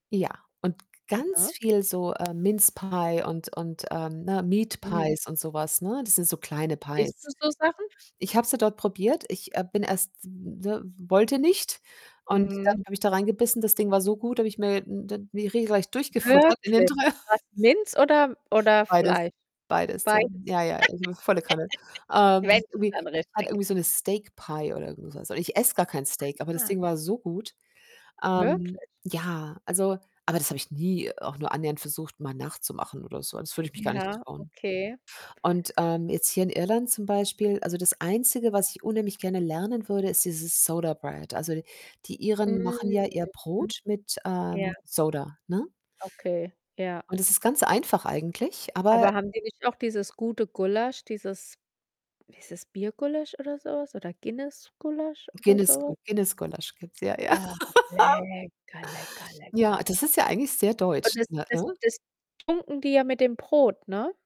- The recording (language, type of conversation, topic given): German, podcast, Was nimmst du von einer Reise mit nach Hause, wenn du keine Souvenirs kaufst?
- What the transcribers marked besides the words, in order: distorted speech; other background noise; in English: "Mince pie"; in English: "Meat Pies"; in English: "Pies"; laughing while speaking: "dr"; laugh; in English: "Mince"; laugh; unintelligible speech; in English: "Steak Pie"; in English: "Soda Bread"; in English: "Soda"; laugh